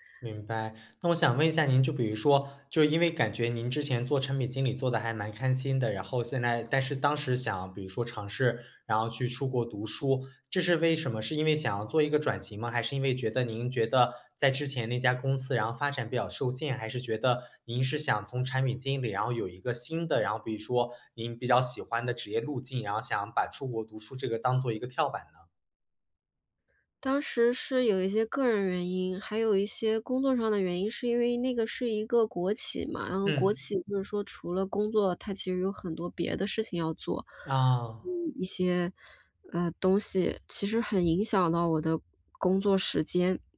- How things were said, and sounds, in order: none
- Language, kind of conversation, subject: Chinese, advice, 我怎样把不确定性转化为自己的成长机会？